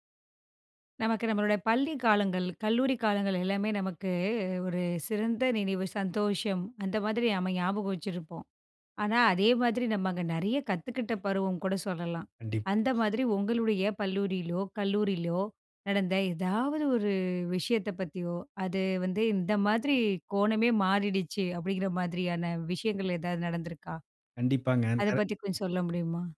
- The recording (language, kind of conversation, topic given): Tamil, podcast, பள்ளி அல்லது கல்லூரியில் உங்களுக்கு வாழ்க்கையில் திருப்புமுனையாக அமைந்த நிகழ்வு எது?
- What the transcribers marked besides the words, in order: "பள்ளியிலோ" said as "பள்ளுரியிலோ!"